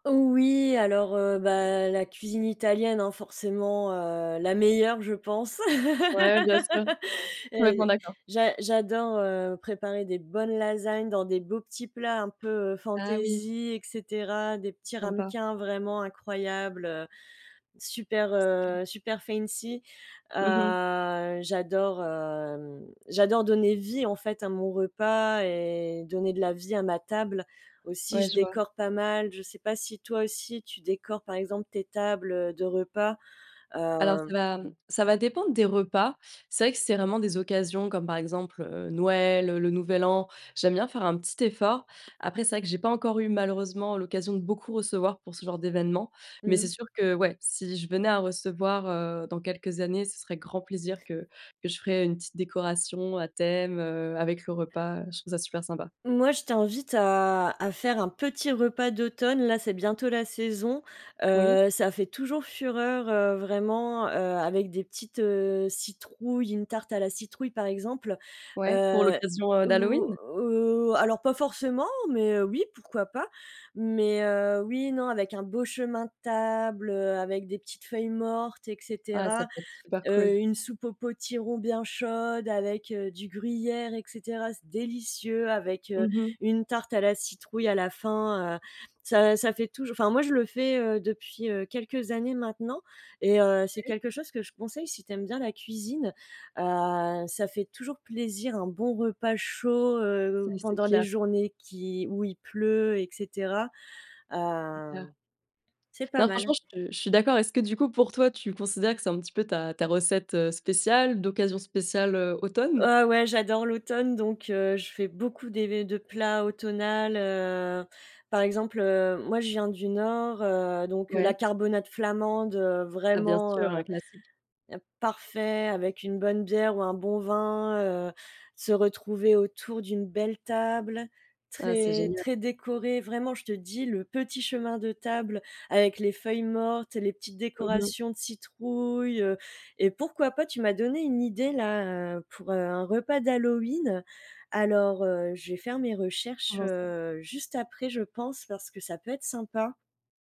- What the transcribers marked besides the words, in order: laugh; in English: "fancy"; tapping
- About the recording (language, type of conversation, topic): French, unstructured, Comment prépares-tu un repas pour une occasion spéciale ?